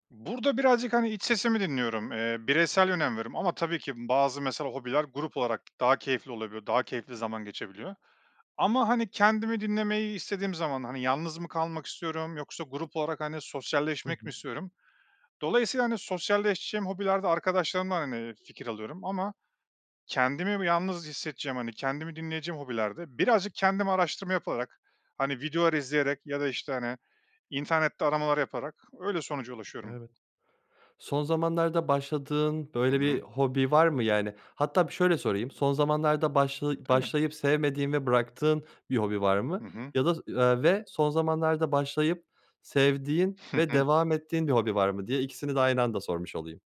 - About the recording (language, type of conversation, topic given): Turkish, podcast, Yeni bir hobiye zaman ayırmayı nasıl planlarsın?
- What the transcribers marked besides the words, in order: tapping; chuckle